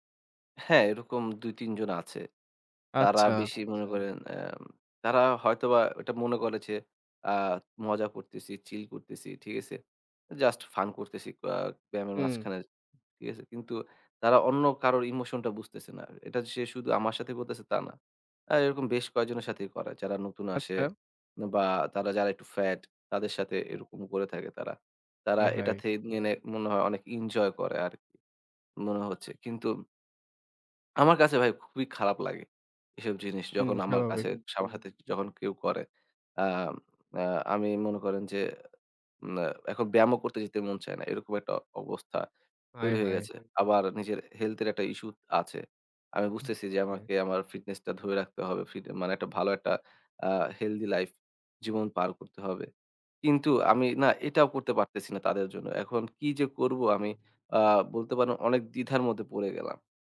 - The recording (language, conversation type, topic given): Bengali, advice, জিমে লজ্জা বা অন্যদের বিচারে অস্বস্তি হয় কেন?
- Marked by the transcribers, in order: other background noise; tapping